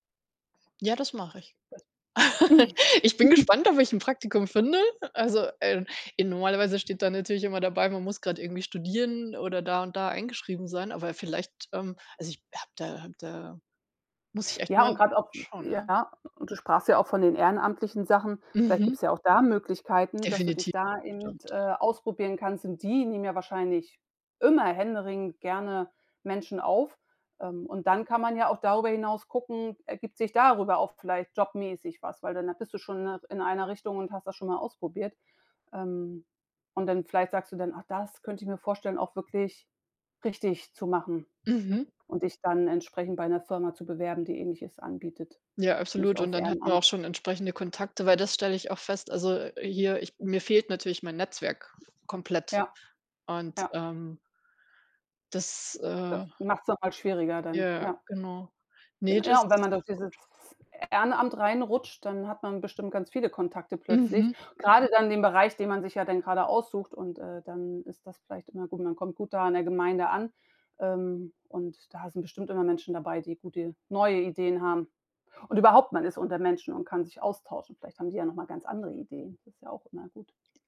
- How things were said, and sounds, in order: unintelligible speech; giggle
- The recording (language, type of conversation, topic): German, advice, Wie kann ich meine Kreativität wieder fokussieren, wenn mich unbegrenzte Möglichkeiten überwältigen?
- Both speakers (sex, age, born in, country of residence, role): female, 40-44, Germany, United States, user; female, 45-49, Germany, Sweden, advisor